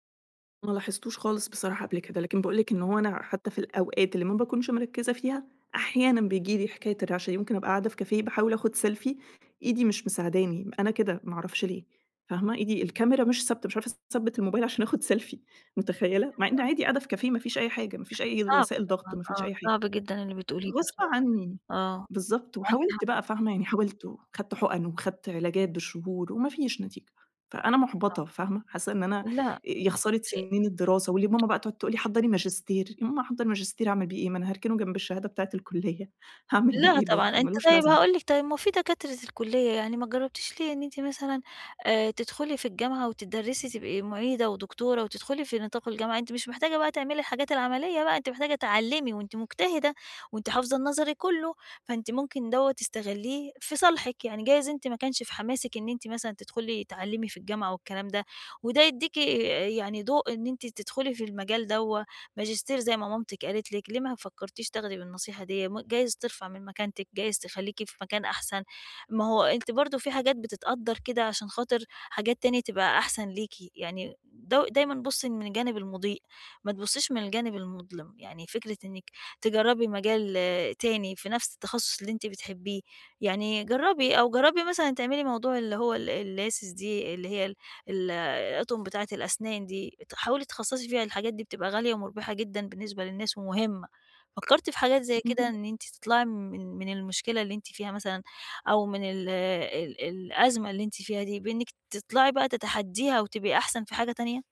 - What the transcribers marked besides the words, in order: in English: "سيلفي"; in English: "سيلفي"; background speech; unintelligible speech; tapping; laughing while speaking: "الكلية، هاعمل بيه"; in English: "الLaces"
- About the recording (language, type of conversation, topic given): Arabic, advice, إزاي أرجّع دافعي عشان أكمّل هدف كنت بادئه بحماس؟
- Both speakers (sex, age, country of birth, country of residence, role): female, 30-34, United States, Egypt, user; female, 40-44, Egypt, Portugal, advisor